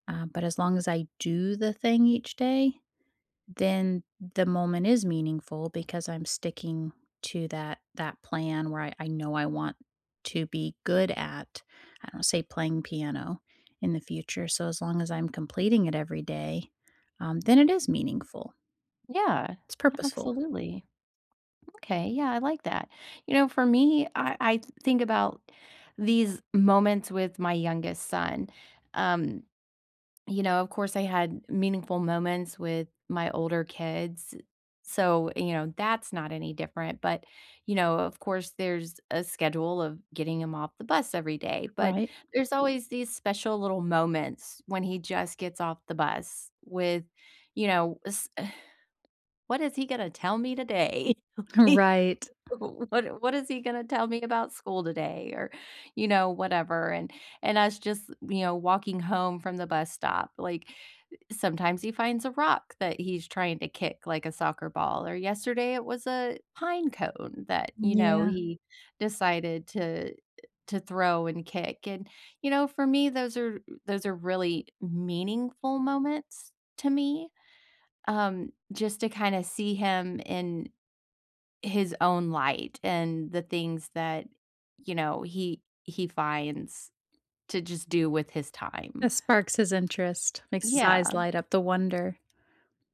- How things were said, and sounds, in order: stressed: "do"; tapping; other background noise; sigh; chuckle; laughing while speaking: "What what"
- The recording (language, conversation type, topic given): English, unstructured, How can I make moments meaningful without overplanning?